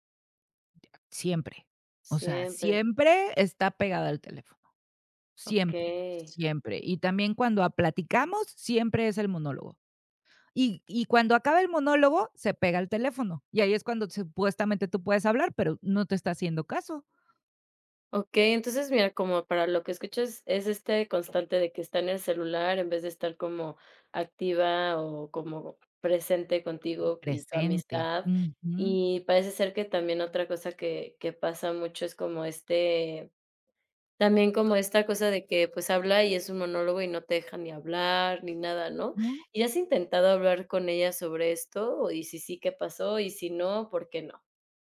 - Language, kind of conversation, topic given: Spanish, advice, ¿Cómo puedo hablar con un amigo que me ignora?
- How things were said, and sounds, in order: other noise; tapping